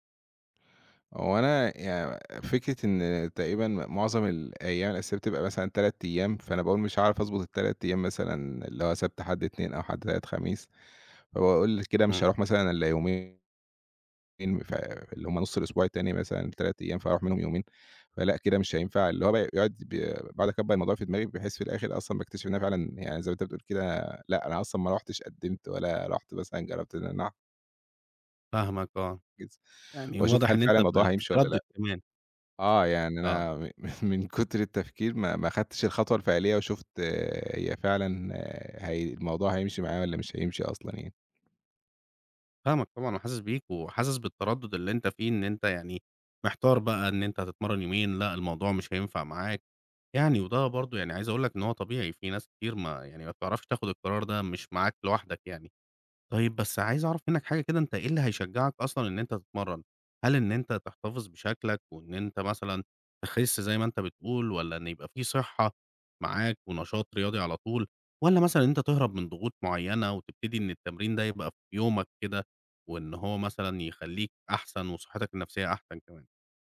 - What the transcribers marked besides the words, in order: unintelligible speech; laughing while speaking: "من"
- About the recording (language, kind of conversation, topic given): Arabic, advice, إزاي أوازن بين الشغل وألاقي وقت للتمارين؟